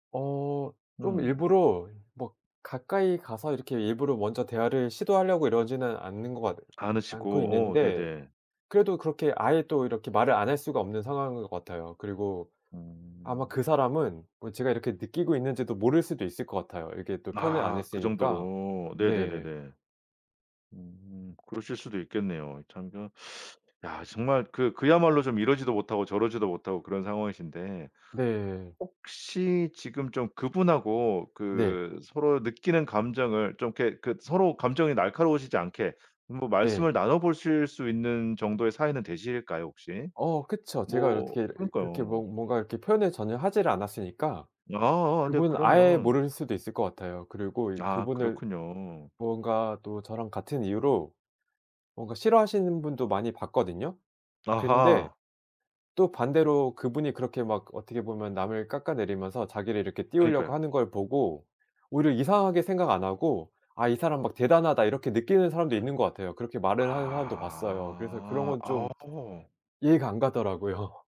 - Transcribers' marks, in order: other background noise; teeth sucking; laughing while speaking: "가더라고요"
- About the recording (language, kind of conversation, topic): Korean, advice, 감정을 숨기고 계속 참는 상황을 어떻게 설명하면 좋을까요?